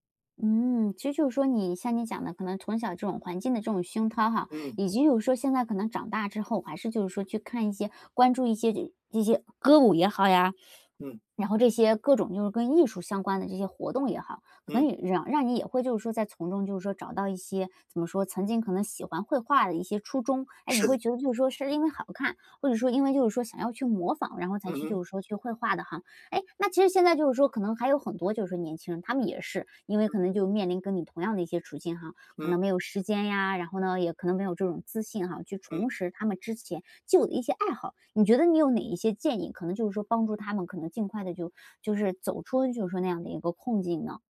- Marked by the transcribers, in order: swallow
- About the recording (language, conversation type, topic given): Chinese, podcast, 是什么原因让你没能继续以前的爱好？